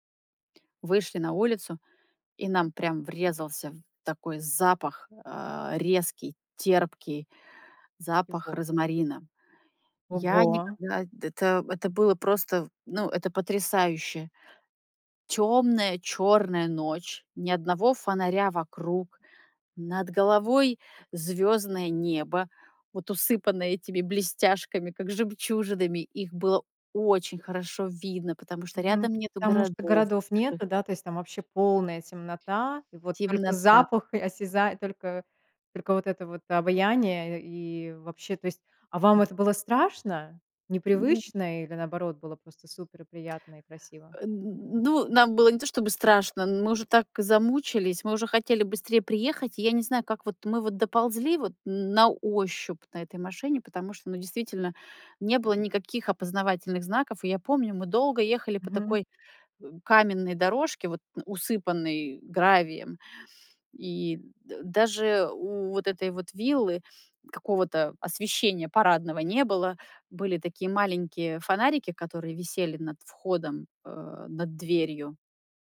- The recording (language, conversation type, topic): Russian, podcast, Есть ли природный пейзаж, который ты мечтаешь увидеть лично?
- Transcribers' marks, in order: tapping; other background noise; other noise